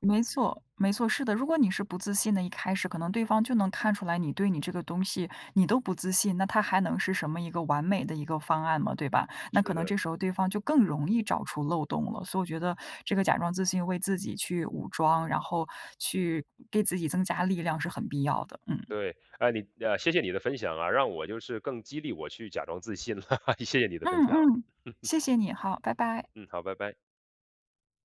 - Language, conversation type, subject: Chinese, podcast, 你有没有用过“假装自信”的方法？效果如何？
- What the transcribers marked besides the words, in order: laugh; chuckle